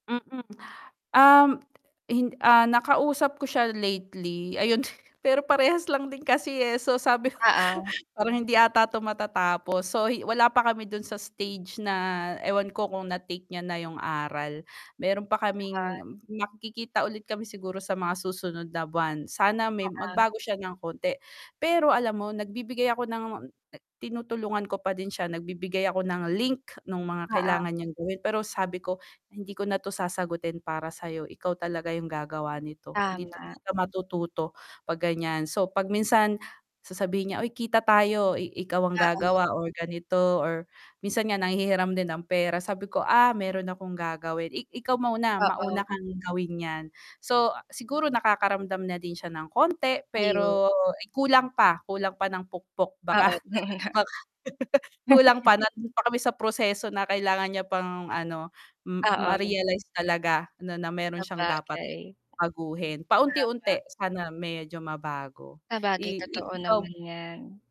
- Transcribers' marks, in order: chuckle; laughing while speaking: "sabi ko"; static; tapping; laugh; laughing while speaking: "baka"; laugh
- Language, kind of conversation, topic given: Filipino, unstructured, Paano mo haharapin ang kaibigang ginagamit ka lang kapag may kailangan?